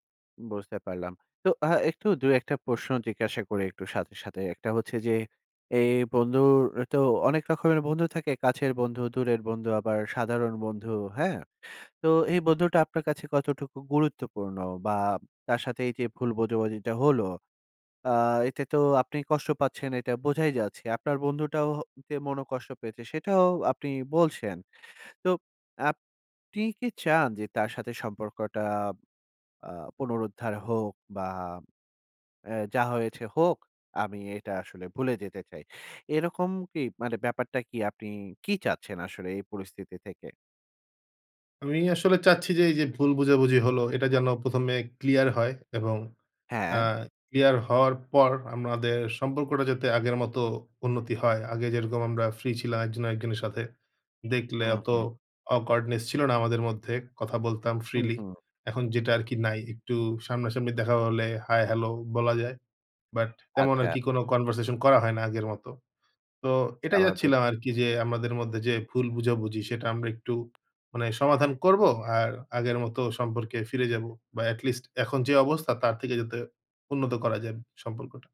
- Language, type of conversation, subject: Bengali, advice, টেক্সট বা ইমেইলে ভুল বোঝাবুঝি কীভাবে দূর করবেন?
- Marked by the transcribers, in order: in English: "awkwardness"; in English: "freely"; in English: "conversation"; in English: "এটলিস্ট"